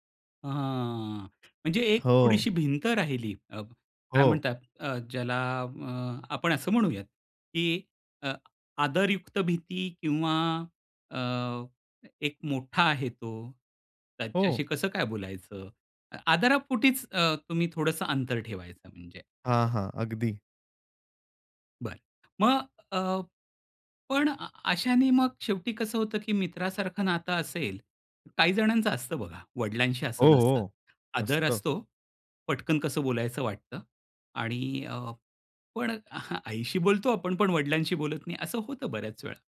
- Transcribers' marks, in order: drawn out: "ह, हां"; other background noise; chuckle; tapping
- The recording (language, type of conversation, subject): Marathi, podcast, भावंडांशी दूरावा झाला असेल, तर पुन्हा नातं कसं जुळवता?